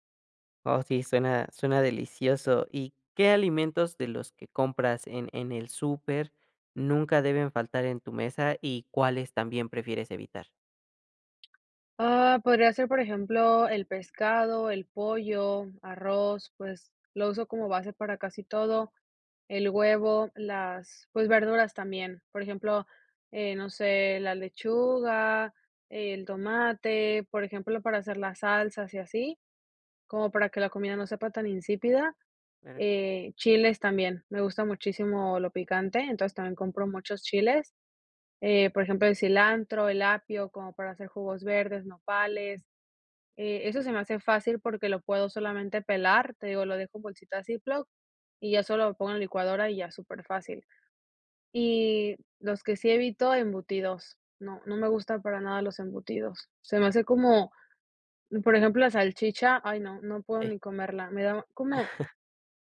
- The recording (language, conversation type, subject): Spanish, podcast, ¿Cómo planificas las comidas de la semana sin volverte loco?
- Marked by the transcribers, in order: other background noise; unintelligible speech; chuckle